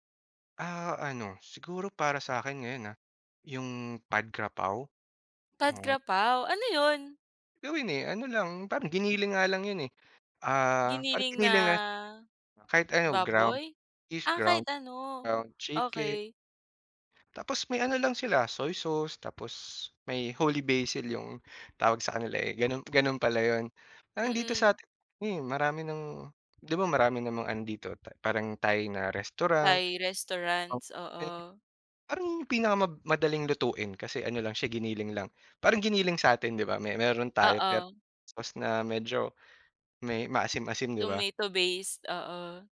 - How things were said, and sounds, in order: in Thai: "Pad Kra Pao"; in Thai: "Pad Kra Pao"; unintelligible speech
- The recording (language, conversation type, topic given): Filipino, podcast, Ano ang paborito mong alaala sa paglalakbay?